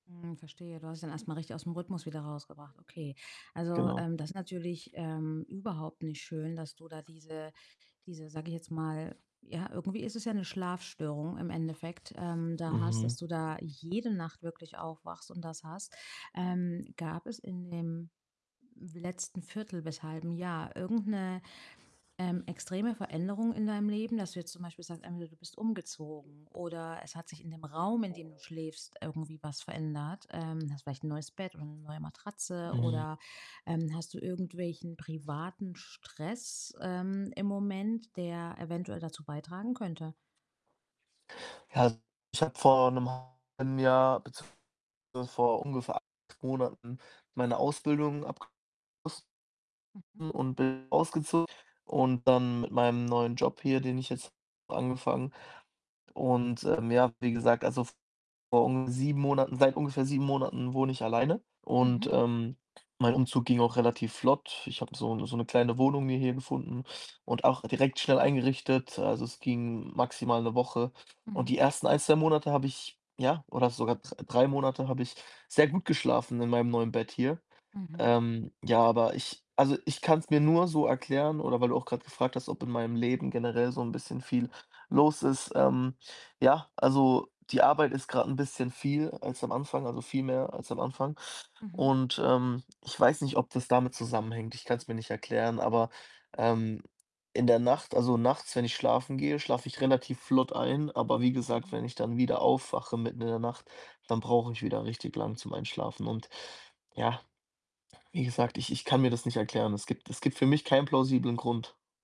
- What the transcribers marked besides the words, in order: other background noise; unintelligible speech; distorted speech
- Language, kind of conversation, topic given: German, advice, Wie kann ich häufiges nächtliches Aufwachen und nicht erholsamen Schlaf verbessern?